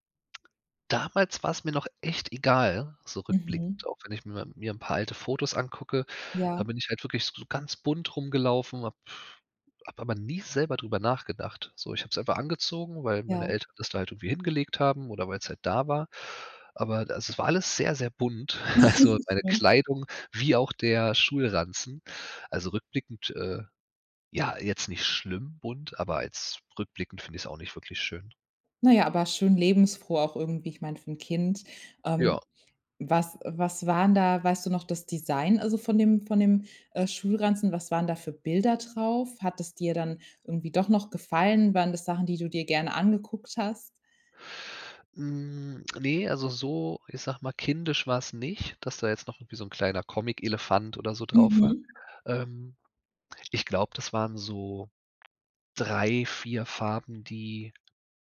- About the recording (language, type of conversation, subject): German, podcast, Kannst du von deinem ersten Schultag erzählen?
- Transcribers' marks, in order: stressed: "nie"; giggle; chuckle